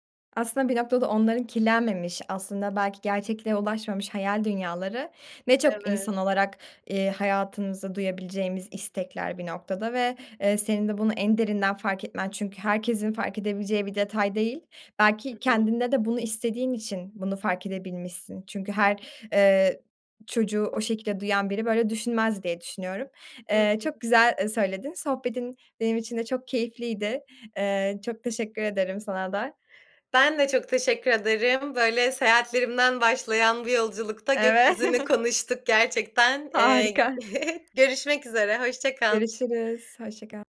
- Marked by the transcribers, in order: chuckle; chuckle; tapping
- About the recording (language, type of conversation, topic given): Turkish, podcast, Tek başına seyahat etmekten ne öğrendin?